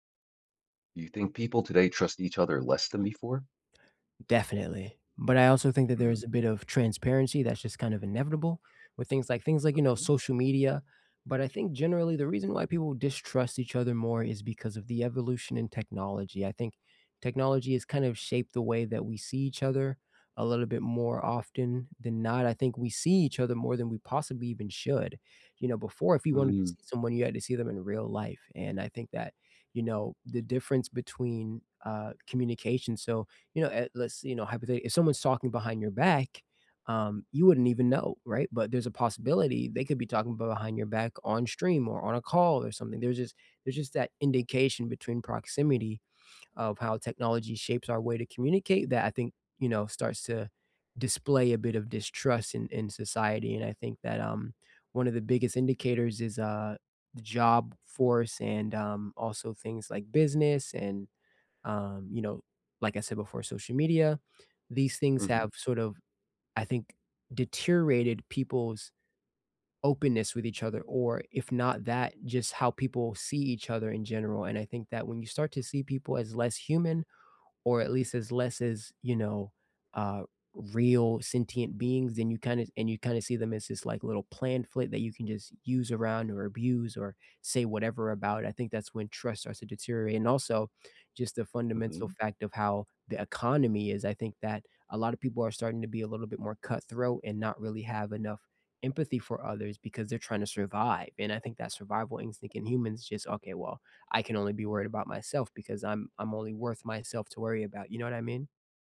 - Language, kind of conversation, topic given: English, unstructured, Do you think people today trust each other less than they used to?
- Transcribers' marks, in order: tapping